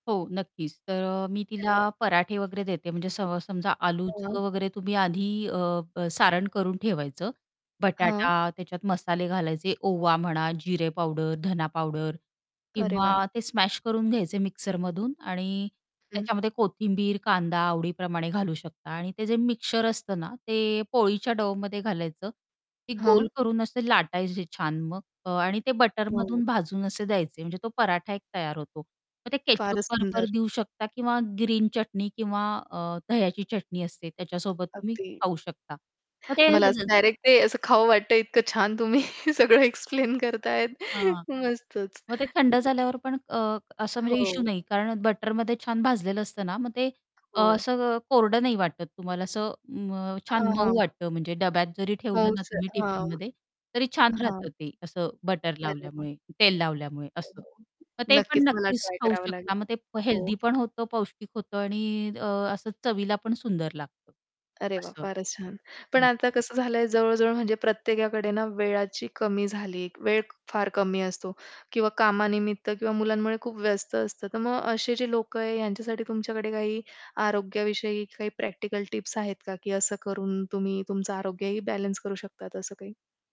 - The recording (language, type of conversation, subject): Marathi, podcast, घरच्या स्वयंपाकामुळे तुमच्या आरोग्यात कोणते बदल जाणवले?
- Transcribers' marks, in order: static; distorted speech; in English: "स्मॅश"; other background noise; tapping; unintelligible speech; laughing while speaking: "सगळं एक्सप्लेन करत आहेत. मस्तच"; unintelligible speech; unintelligible speech; unintelligible speech